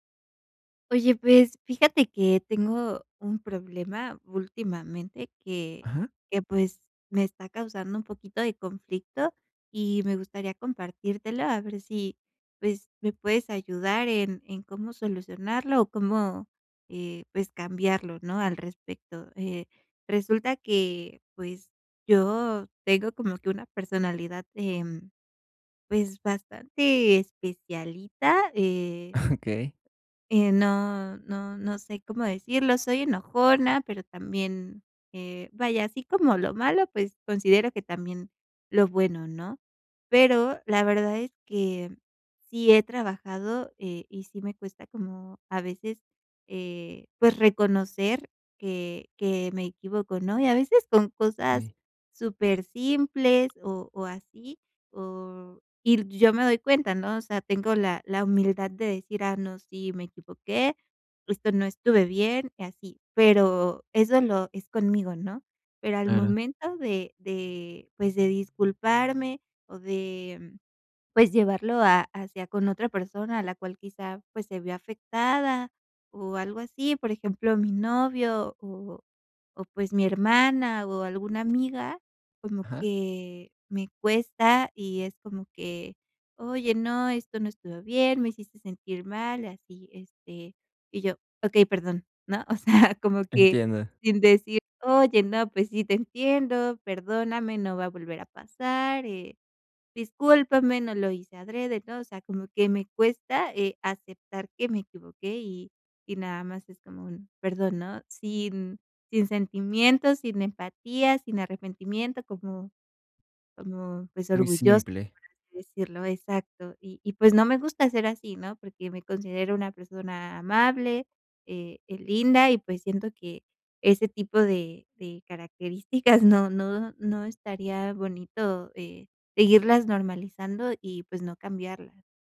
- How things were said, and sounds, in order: tapping; chuckle; laughing while speaking: "o sea"; laughing while speaking: "no"
- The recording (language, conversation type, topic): Spanish, advice, ¿Cómo puedo pedir disculpas con autenticidad sin sonar falso ni defensivo?